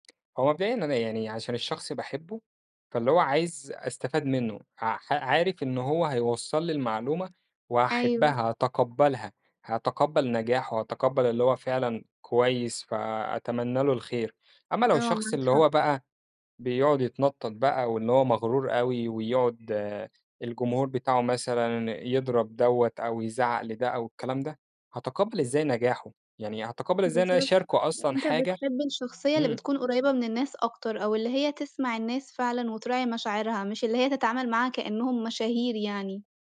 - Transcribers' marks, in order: none
- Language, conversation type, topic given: Arabic, podcast, شو تأثير السوشال ميديا على فكرتك عن النجاح؟